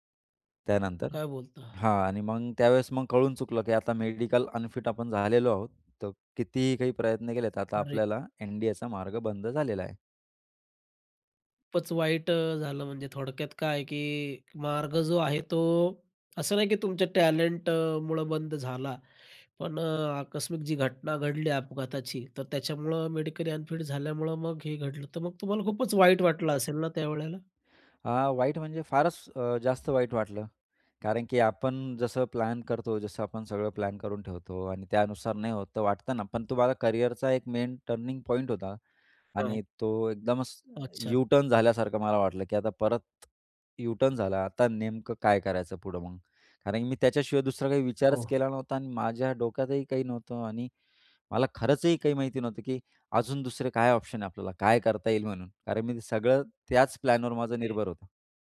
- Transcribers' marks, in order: tapping; other background noise; in English: "मेन टर्निंग पॉइंट"; in English: "यू टर्न"; in English: "यू टर्न"
- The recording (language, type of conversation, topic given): Marathi, podcast, तुमच्या आयुष्यातलं सर्वात मोठं अपयश काय होतं आणि त्यातून तुम्ही काय शिकलात?